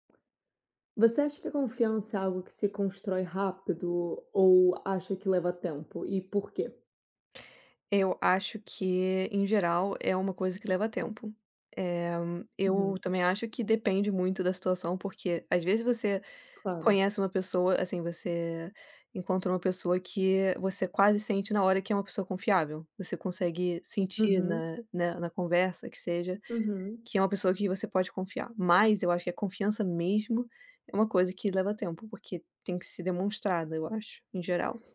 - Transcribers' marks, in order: other background noise; tapping
- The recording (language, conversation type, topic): Portuguese, unstructured, O que faz alguém ser uma pessoa confiável?
- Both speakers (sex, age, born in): female, 25-29, Brazil; female, 30-34, Brazil